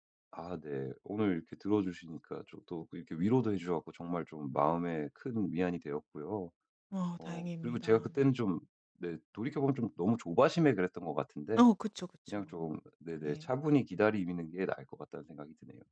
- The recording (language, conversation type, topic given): Korean, advice, 첫 데이트에서 상대가 제 취향을 비판해 당황했을 때 어떻게 대응해야 하나요?
- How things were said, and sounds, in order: other background noise